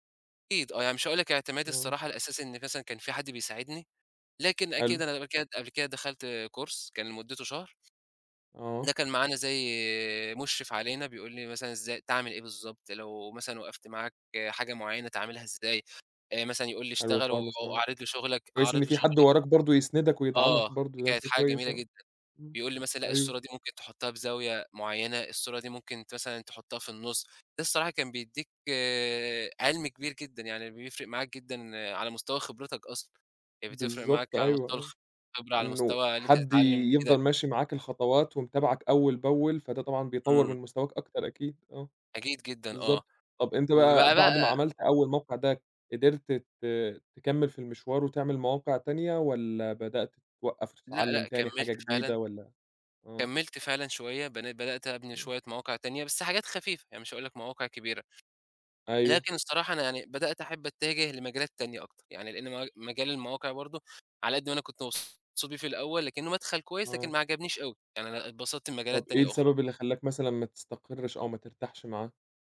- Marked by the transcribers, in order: in English: "كورس"; other background noise
- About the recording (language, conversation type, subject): Arabic, podcast, إيه أكتر حاجة بتفرّحك لما تتعلّم حاجة جديدة؟